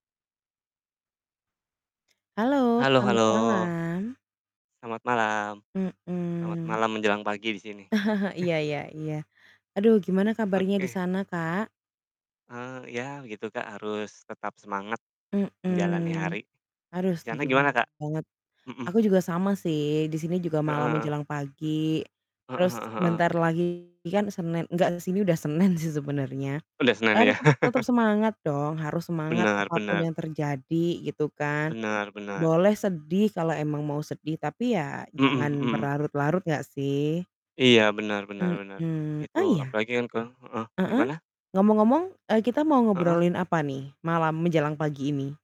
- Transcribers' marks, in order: static; mechanical hum; chuckle; tapping; distorted speech; laughing while speaking: "Senin sih"; chuckle
- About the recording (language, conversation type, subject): Indonesian, unstructured, Apa hal yang paling sering disalahpahami orang tentang kesedihan menurut kamu?